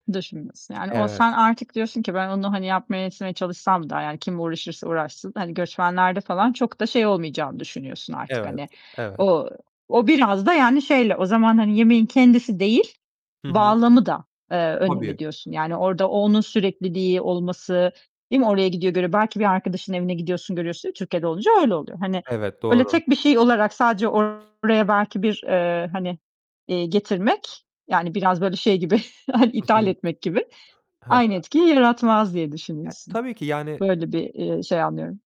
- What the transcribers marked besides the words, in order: other background noise; tapping; other noise; distorted speech; chuckle; laughing while speaking: "hani, ithal etmek gibi"
- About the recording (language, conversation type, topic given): Turkish, podcast, Hangi yemekler sana aidiyet duygusu veriyor, neden?